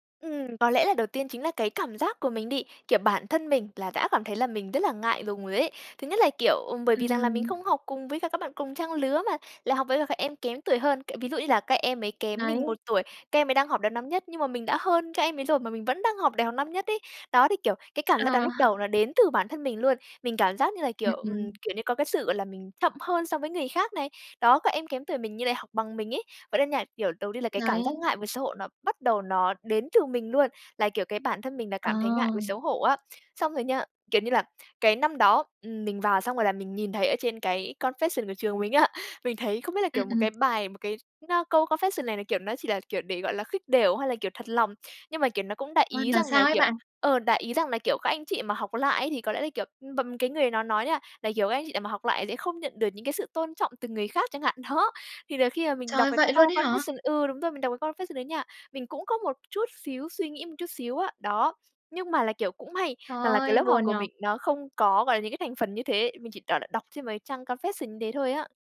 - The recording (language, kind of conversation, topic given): Vietnamese, podcast, Bạn có cách nào để bớt ngại hoặc xấu hổ khi phải học lại trước mặt người khác?
- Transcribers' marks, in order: tapping; laughing while speaking: "Ờ"; in English: "confession"; laughing while speaking: "á"; in English: "confession"; laughing while speaking: "đó"; in English: "confession"; in English: "confession"; "một" said as "ừn"; in English: "confession"